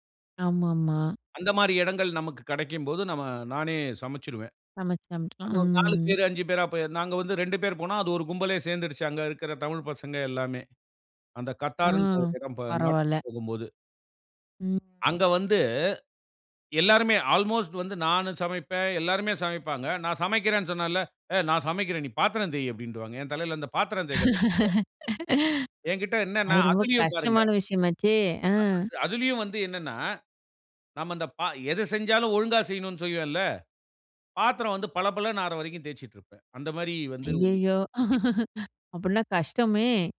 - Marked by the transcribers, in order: other background noise; in English: "அல்மோஸ்ட்"; laugh; laugh
- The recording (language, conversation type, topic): Tamil, podcast, உங்களுக்குப் பிடித்த ஆர்வப்பணி எது, அதைப் பற்றி சொல்லுவீர்களா?